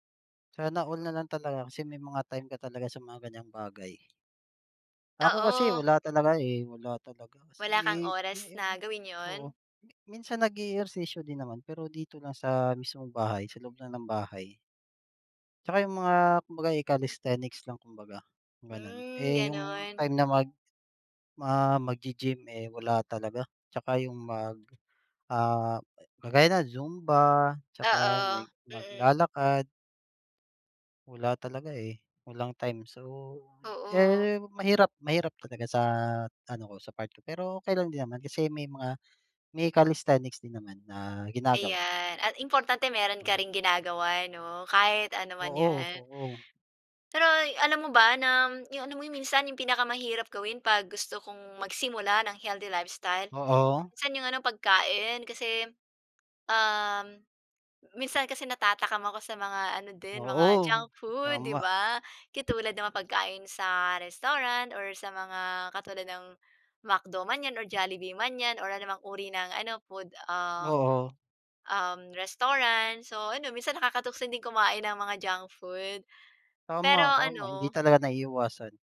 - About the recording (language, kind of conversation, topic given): Filipino, unstructured, Ano ang pinakaepektibong paraan para simulan ang mas malusog na pamumuhay?
- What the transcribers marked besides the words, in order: in English: "calisthenics"; tapping